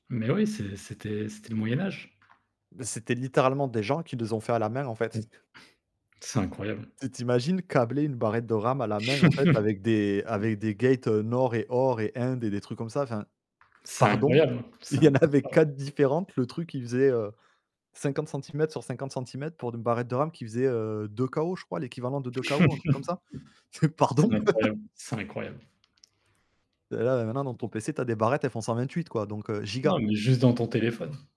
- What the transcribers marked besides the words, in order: other background noise; chuckle; chuckle; tapping; in English: "gates"; laughing while speaking: "il y en avait"; distorted speech; unintelligible speech; chuckle; chuckle; static
- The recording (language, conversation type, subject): French, unstructured, Comment la technologie a-t-elle changé ta vie quotidienne ?